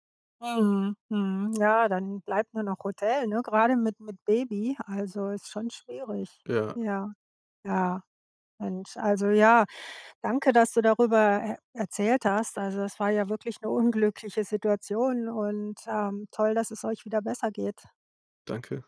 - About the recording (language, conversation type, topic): German, podcast, Wann hat ein Umzug dein Leben unerwartet verändert?
- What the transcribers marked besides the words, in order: none